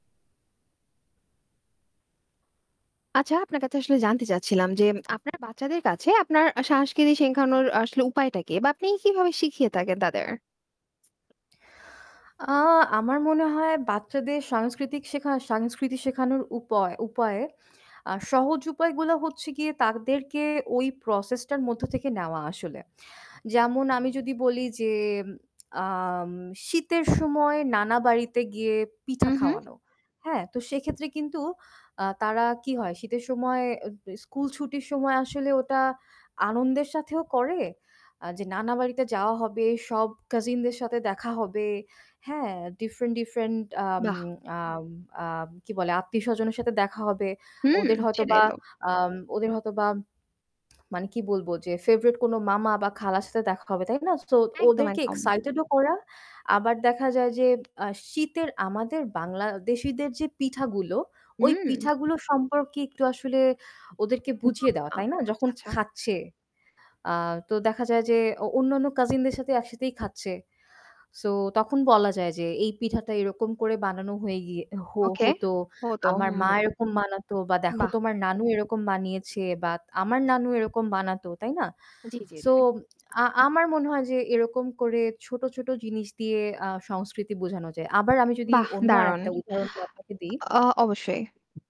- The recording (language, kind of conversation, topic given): Bengali, podcast, আপনি আপনার সন্তানদের কাছে আপনার সংস্কৃতি শেখাতে কী কী উপায় অবলম্বন করেন?
- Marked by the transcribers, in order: static; distorted speech; other background noise; in English: "process"; in English: "different"; tapping; in English: "favourite"; in English: "excited"; horn; unintelligible speech